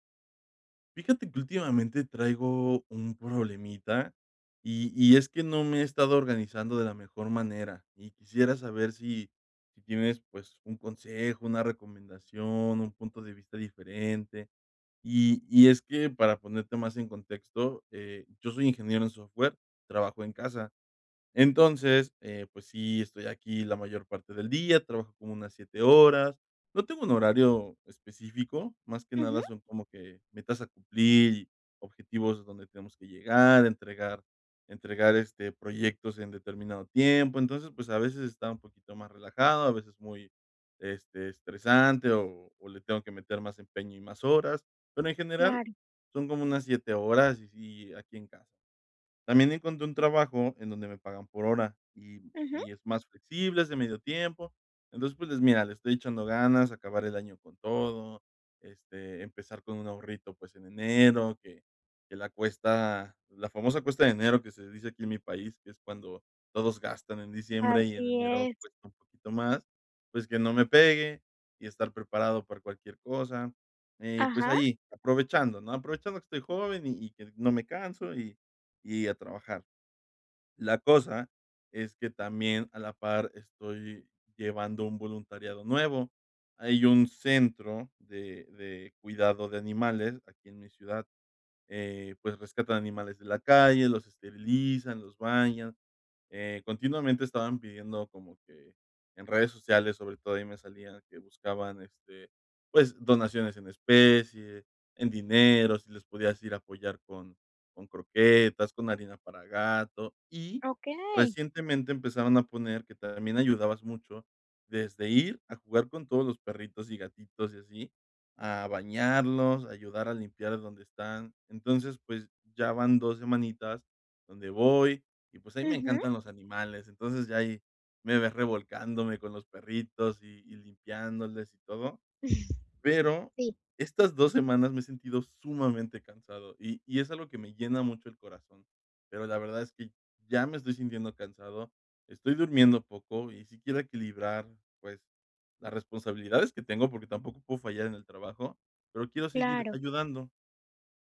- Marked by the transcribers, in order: tapping; chuckle
- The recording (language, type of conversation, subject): Spanish, advice, ¿Cómo puedo equilibrar el voluntariado con mi trabajo y mi vida personal?